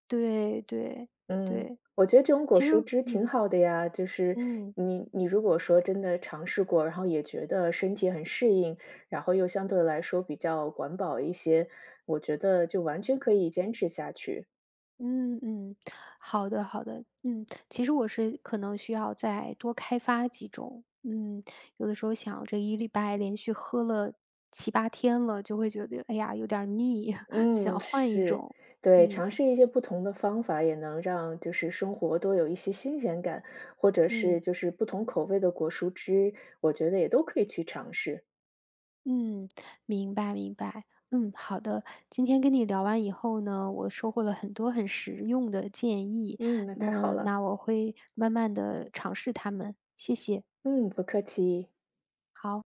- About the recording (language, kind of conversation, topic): Chinese, advice, 不吃早餐会让你上午容易饿、注意力不集中吗？
- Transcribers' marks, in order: laugh